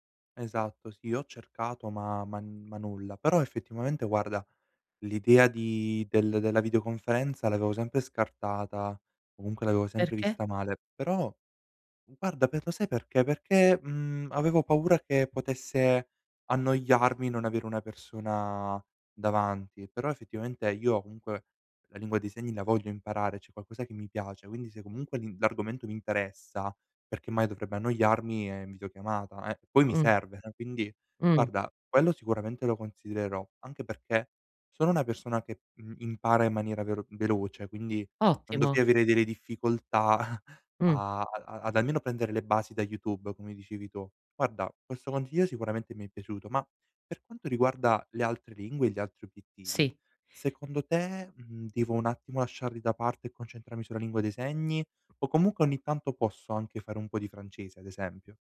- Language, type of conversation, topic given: Italian, advice, Perché faccio fatica a iniziare un nuovo obiettivo personale?
- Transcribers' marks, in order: "cioè" said as "ceh"; chuckle; other background noise